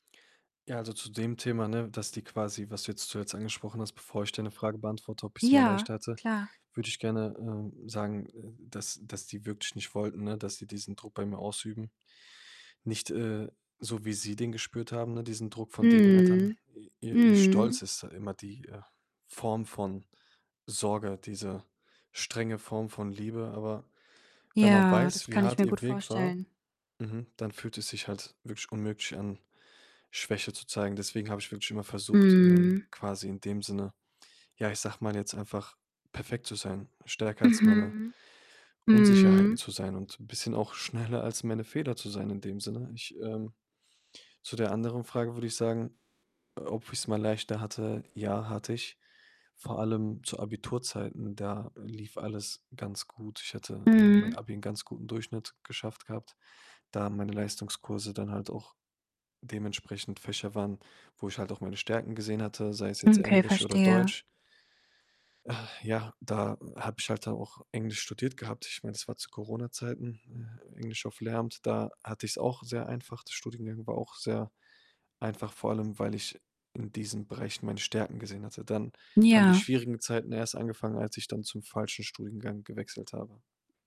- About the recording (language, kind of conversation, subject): German, advice, Wie kann ich wieder anfangen, wenn mich meine hohen Ansprüche überwältigen?
- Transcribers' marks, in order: distorted speech; other background noise; tapping